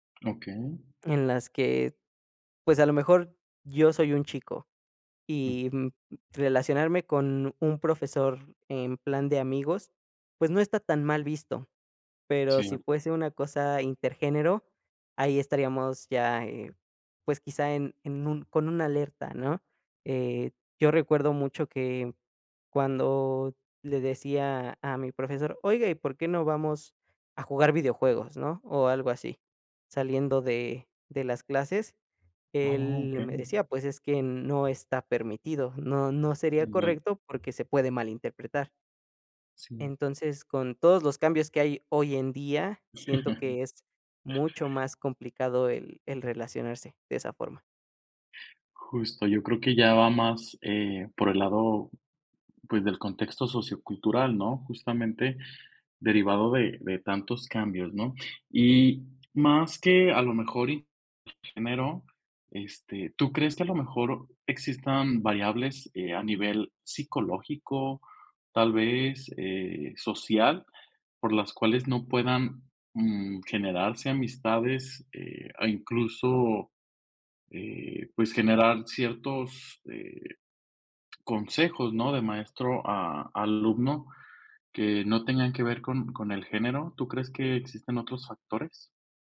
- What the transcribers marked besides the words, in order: other background noise; chuckle; tapping
- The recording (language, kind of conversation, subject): Spanish, podcast, ¿Qué impacto tuvo en tu vida algún profesor que recuerdes?